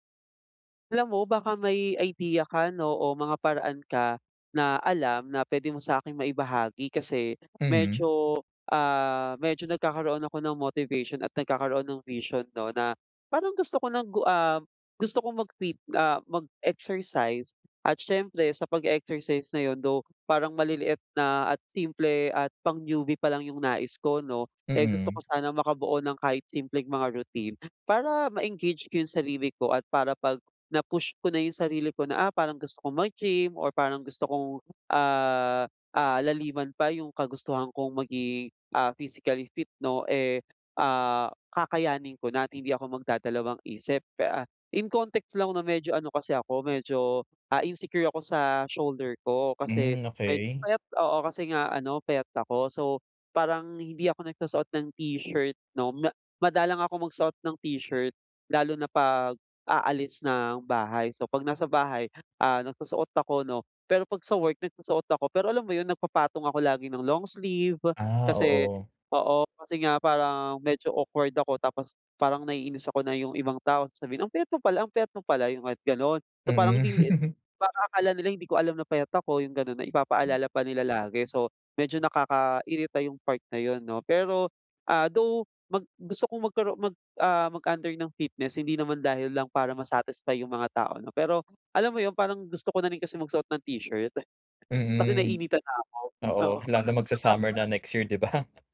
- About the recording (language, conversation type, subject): Filipino, advice, Paano ako makakabuo ng maliit at tuloy-tuloy na rutin sa pag-eehersisyo?
- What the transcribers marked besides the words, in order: tapping; other background noise; laugh; laugh